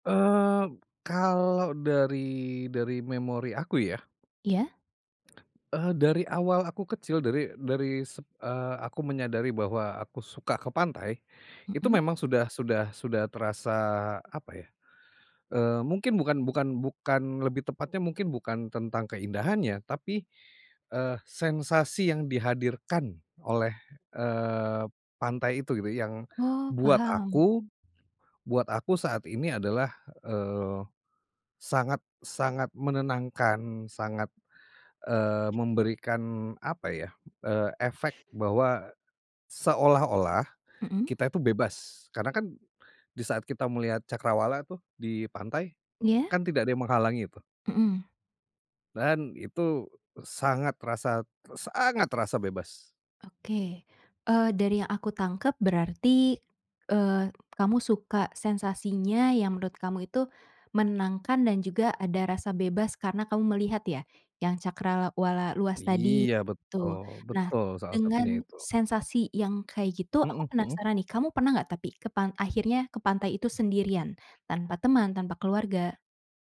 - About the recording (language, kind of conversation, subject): Indonesian, podcast, Apa yang membuat pantai terasa istimewa di matamu?
- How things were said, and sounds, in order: tapping; other background noise; stressed: "sangat"; "cakrawala" said as "cakralawala"